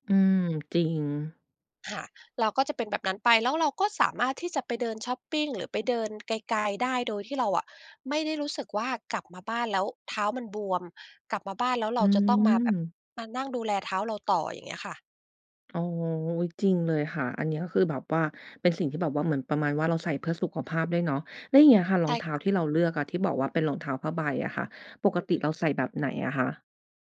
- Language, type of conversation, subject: Thai, podcast, สื่อสังคมออนไลน์มีผลต่อการแต่งตัวของคุณอย่างไร?
- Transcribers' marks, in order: tapping